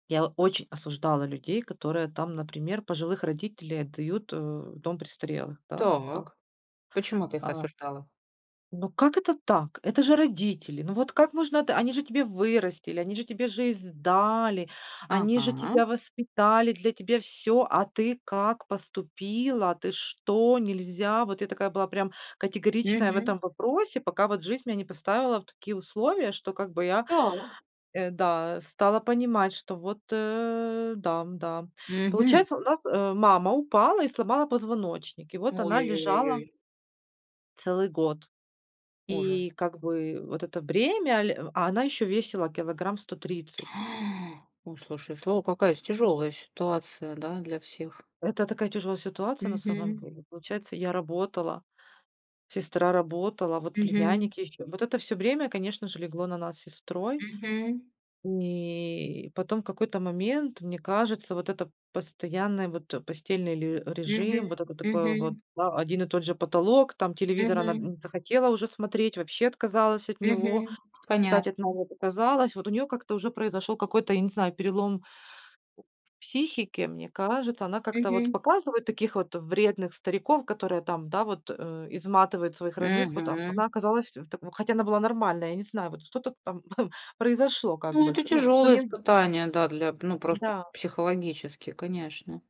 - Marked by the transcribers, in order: tsk; drawn out: "А"; drawn out: "И"; unintelligible speech; other background noise; chuckle
- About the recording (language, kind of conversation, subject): Russian, podcast, Какой провал заставил тебя измениться к лучшему?